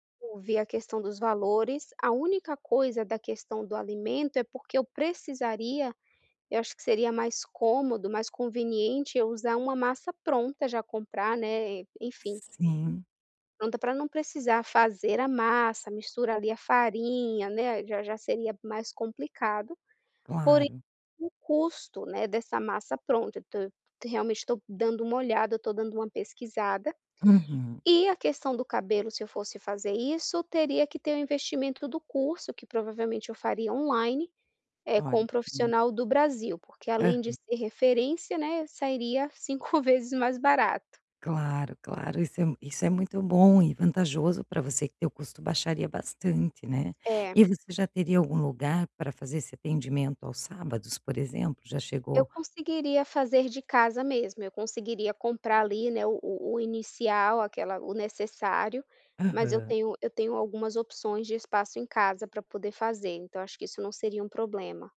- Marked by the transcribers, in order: tapping
- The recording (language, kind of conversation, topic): Portuguese, advice, Como lidar com a incerteza ao mudar de rumo na vida?
- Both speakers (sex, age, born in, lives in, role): female, 30-34, Brazil, United States, user; female, 45-49, Brazil, Portugal, advisor